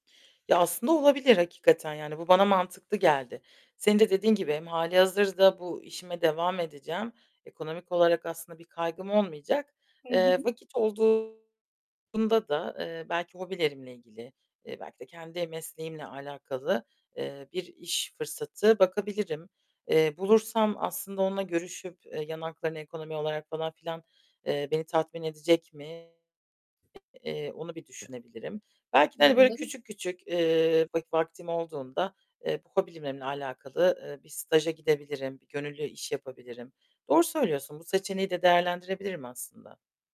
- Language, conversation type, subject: Turkish, advice, İşimdeki anlam kaybı yüzünden neden yaptığımı sorguluyorsam bunu nasıl ele alabilirim?
- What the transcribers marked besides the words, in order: other background noise; distorted speech; tapping